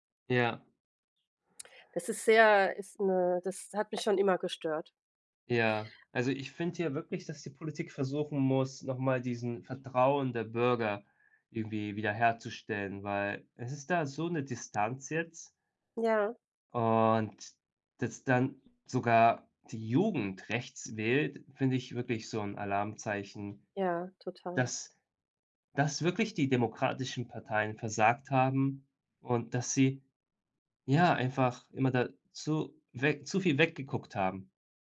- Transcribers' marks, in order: other background noise
- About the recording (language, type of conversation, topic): German, unstructured, Wie wichtig ist es, dass die Politik transparent ist?